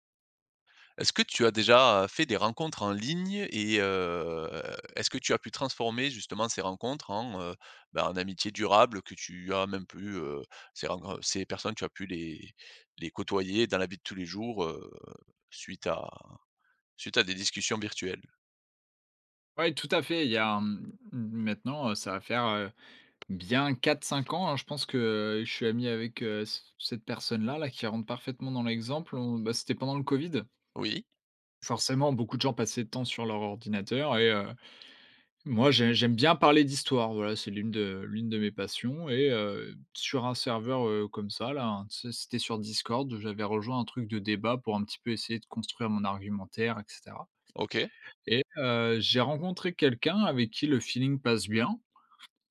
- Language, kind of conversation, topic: French, podcast, Comment transformer un contact en ligne en une relation durable dans la vraie vie ?
- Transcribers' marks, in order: stressed: "ligne"; drawn out: "heu"; tapping